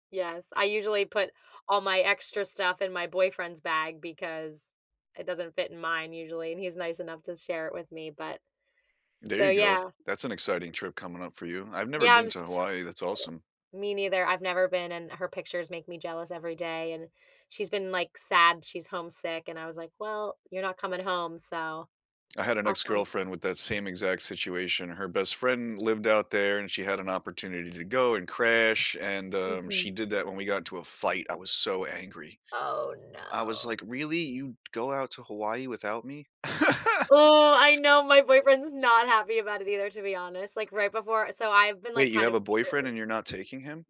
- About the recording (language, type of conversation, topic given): English, unstructured, How do you usually prepare for a new travel adventure?
- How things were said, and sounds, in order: tapping; other background noise; laugh